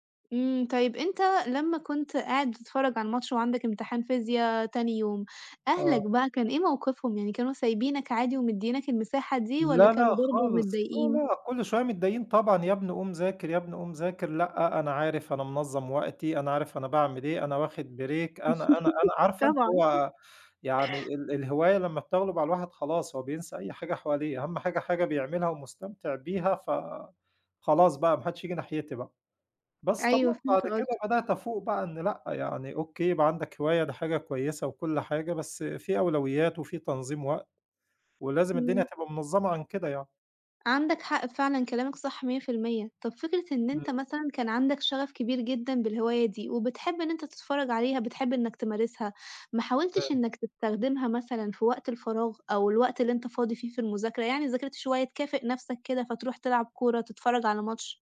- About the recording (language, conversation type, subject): Arabic, podcast, إزاي بتنظم وقتك عشان تلحق تمارس هوايتك؟
- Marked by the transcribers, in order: laugh; in English: "break"; chuckle